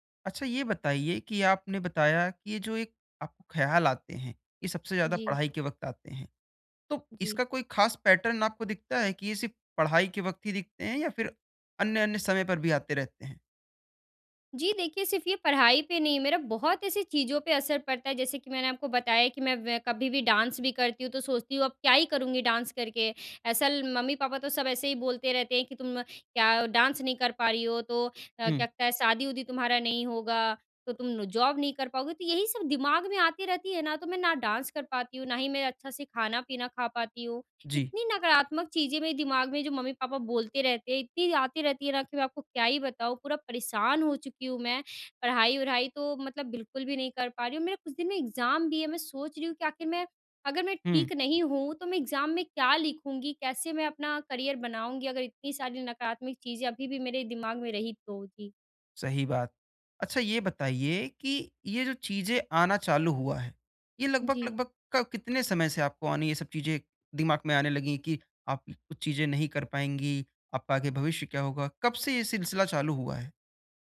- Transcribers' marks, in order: in English: "पैटर्न"; in English: "डांस"; in English: "डांस"; in English: "डांस"; in English: "जॉब"; in English: "डांस"; in English: "एग्ज़ाम"; in English: "एग्ज़ाम"; in English: "करियर"
- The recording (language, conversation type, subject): Hindi, advice, मैं अपने नकारात्मक पैटर्न को पहचानकर उन्हें कैसे तोड़ सकता/सकती हूँ?